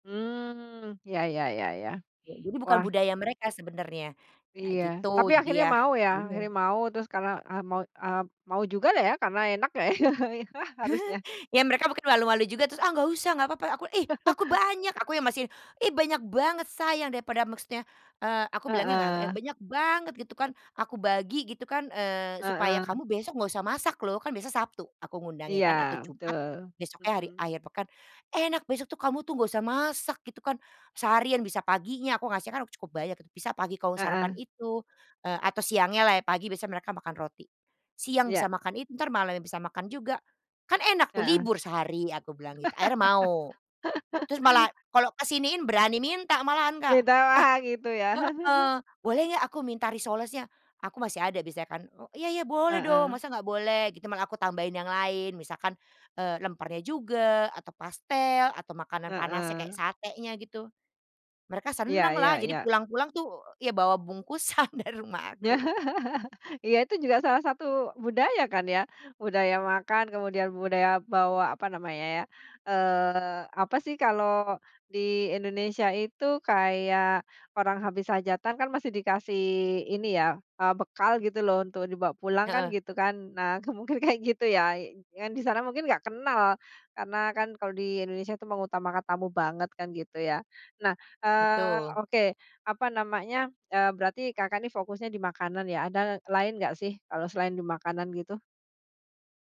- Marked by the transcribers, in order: laughing while speaking: "ya"; chuckle; chuckle; laugh; chuckle; laughing while speaking: "bungkusan"; chuckle; laughing while speaking: "mungkin"
- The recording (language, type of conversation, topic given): Indonesian, podcast, Bagaimana cara Anda merayakan warisan budaya dengan bangga?